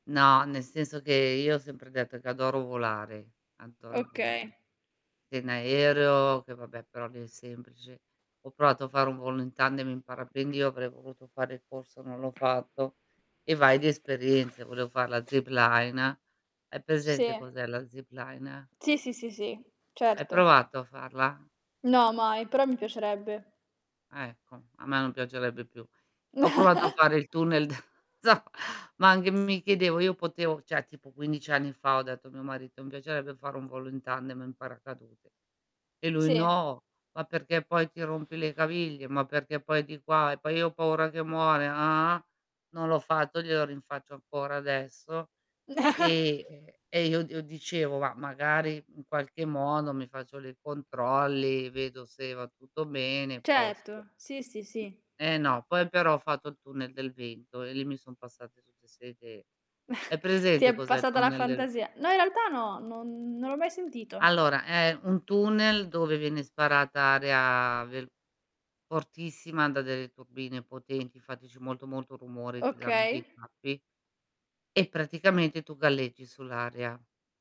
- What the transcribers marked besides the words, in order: "adoro" said as "antoro"; distorted speech; static; tapping; other background noise; chuckle; laughing while speaking: "da"; unintelligible speech; mechanical hum; "cioè" said as "ceh"; chuckle; "Certo" said as "cetto"; chuckle
- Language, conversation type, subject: Italian, unstructured, Hai mai provato un passatempo che ti ha deluso? Quale?
- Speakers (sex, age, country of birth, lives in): female, 55-59, Italy, Italy; other, 20-24, Italy, Italy